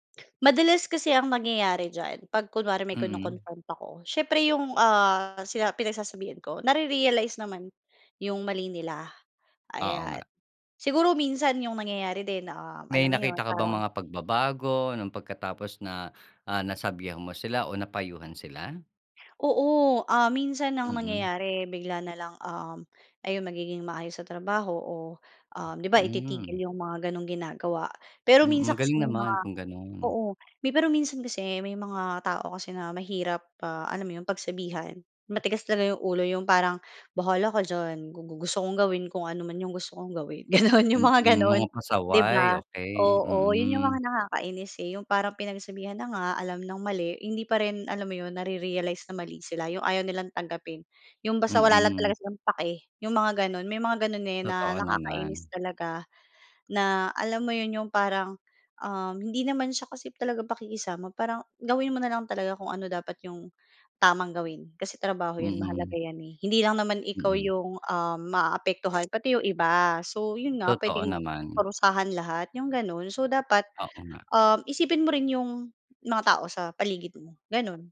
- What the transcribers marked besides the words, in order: other background noise; laughing while speaking: "Gano'n, yung mga gano'n"
- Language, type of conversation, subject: Filipino, podcast, Paano mo hinaharap ang mahirap na boss o katrabaho?